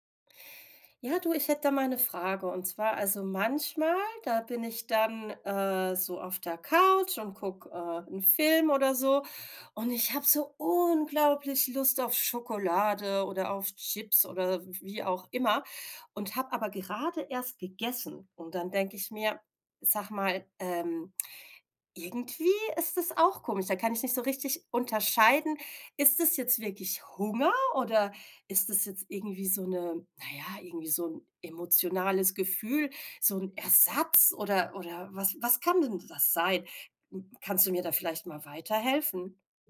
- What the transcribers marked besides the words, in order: stressed: "unglaublich"; stressed: "Hunger"
- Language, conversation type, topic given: German, advice, Wie erkenne ich, ob ich emotionalen oder körperlichen Hunger habe?